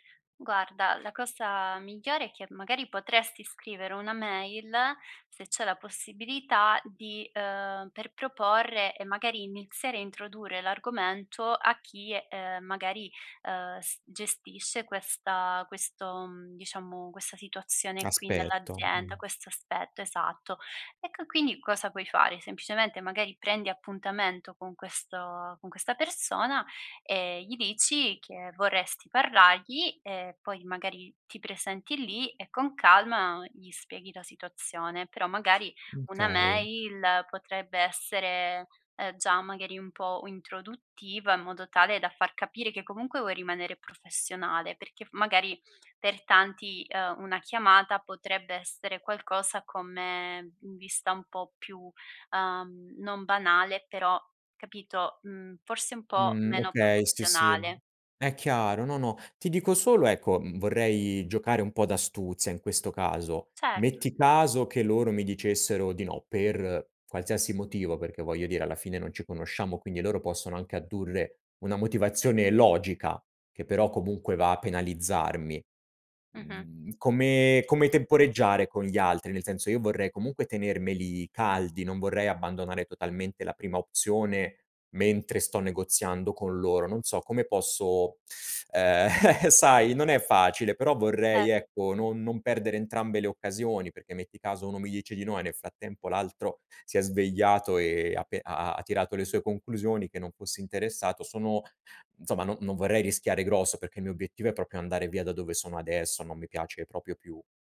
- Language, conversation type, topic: Italian, advice, decidere tra due offerte di lavoro
- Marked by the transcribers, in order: "introdurre" said as "introdure"; other background noise; "okay" said as "kay"; "introduttiva" said as "uintroduttiva"; teeth sucking; chuckle; "proprio" said as "propio"